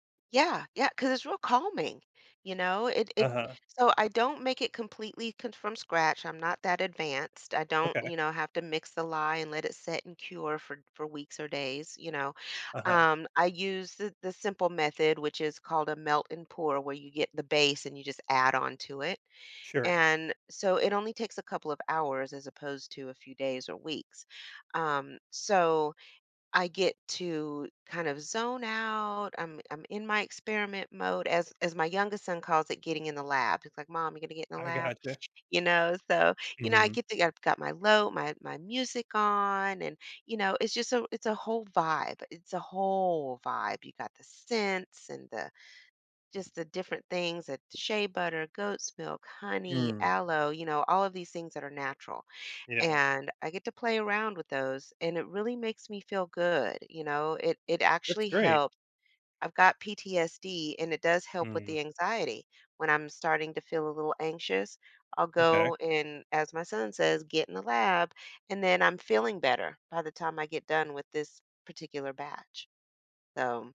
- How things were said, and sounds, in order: other background noise; stressed: "whole"
- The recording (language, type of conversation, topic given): English, unstructured, How can hobbies reveal parts of my personality hidden at work?